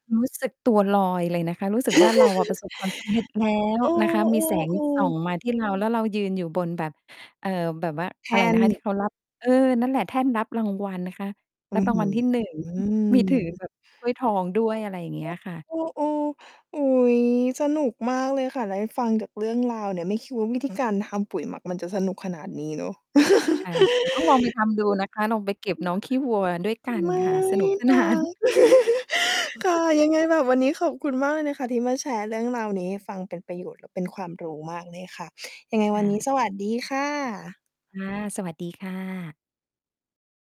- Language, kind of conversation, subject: Thai, podcast, ช่วยแชร์วิธีเริ่มทำปุ๋ยหมักที่บ้านแบบไม่ซับซ้อนสำหรับมือใหม่ได้ไหม?
- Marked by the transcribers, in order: chuckle; distorted speech; background speech; other background noise; drawn out: "อื้อฮือ"; chuckle; chuckle; other noise; chuckle; laughing while speaking: "สนาน"; chuckle; tapping